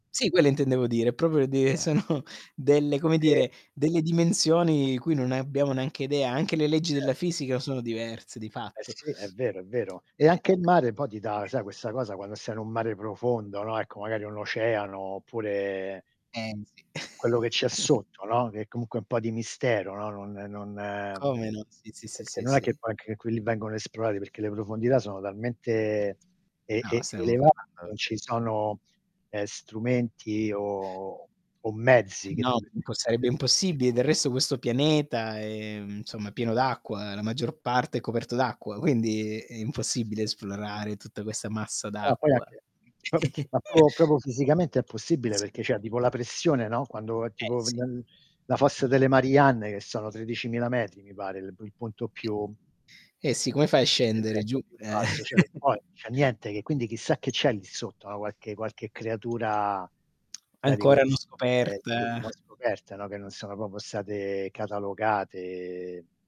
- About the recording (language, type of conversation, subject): Italian, unstructured, Quali paesaggi naturali ti hanno ispirato a riflettere sul senso della tua esistenza?
- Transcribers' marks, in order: static; unintelligible speech; "proprio" said as "propio"; laughing while speaking: "sono"; distorted speech; tapping; "questa" said as "quessa"; chuckle; unintelligible speech; "proprio-" said as "propo"; "proprio" said as "propo"; chuckle; other noise; unintelligible speech; "cioè" said as "ceh"; chuckle; lip smack; "proprio" said as "propo"; drawn out: "catalogate"